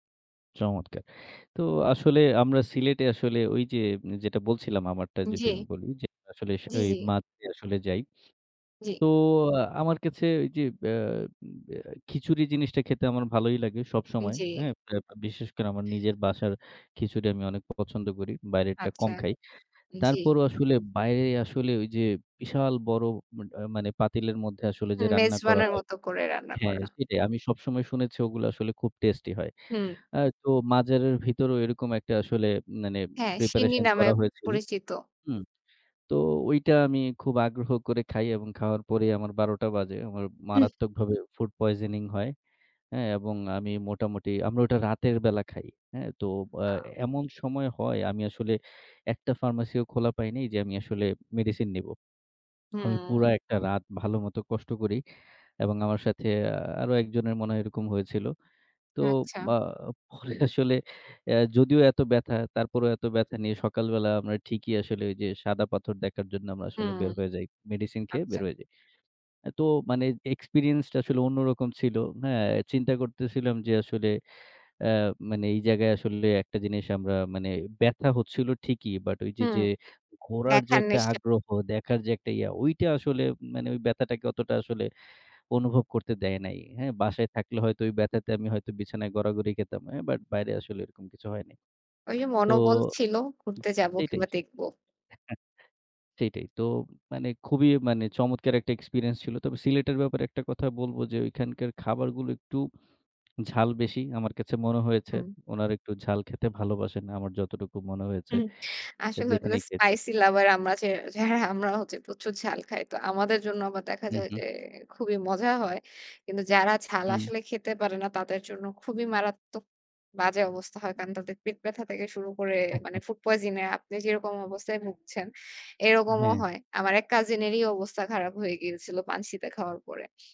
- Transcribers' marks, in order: other background noise; tapping; laughing while speaking: "পরে আসলে"; chuckle; laughing while speaking: "যারা"; chuckle
- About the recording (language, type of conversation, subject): Bengali, unstructured, আপনি সর্বশেষ কোথায় বেড়াতে গিয়েছিলেন?